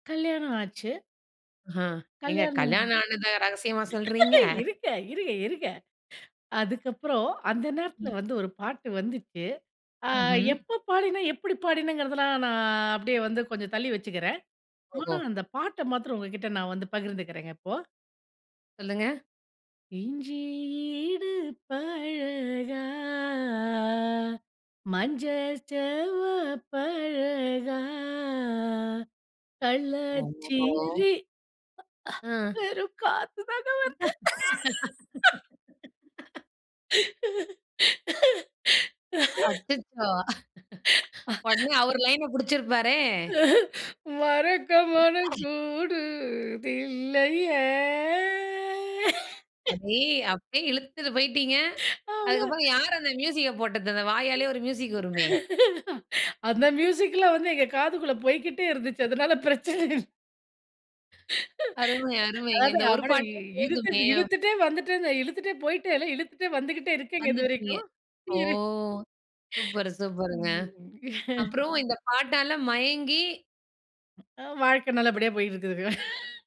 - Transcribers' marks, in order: laughing while speaking: "இருங்க. இருங்க, இருங்க"; singing: "இஞ்சி இடுப்பழகா, மஞ்ச செவப்பழகா. கள்ளச்சிரி"; scoff; drawn out: "ஓஹோ!"; laugh; chuckle; laugh; laughing while speaking: "அச்சச்சோ! உடனே அவரு லைன புடிச்சிருப்பாரே!"; laugh; chuckle; singing: "மறக்கமனம் கூடுதில்லயே!"; other background noise; chuckle; unintelligible speech; laughing while speaking: "அவ்ளோ"; laughing while speaking: "அந்த மியூசிக்லாம் வந்து எங்க காதுக்குள்ள போய்க்கிட்டே இருந்துச்சு. அதனால பிரச்சன இல்ல"; laughing while speaking: "அதாது அவன இழுத்திட்டு இழுத்துட்டே வந்துடென்ல … இதுவரைக்கும். இரு. ம்"; drawn out: "ம்"; laughing while speaking: "போயிட்டு இருக்குதுங்க"
- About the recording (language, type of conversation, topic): Tamil, podcast, உங்கள் வாழ்க்கையை பாதித்த ஒரு பாடல் எது?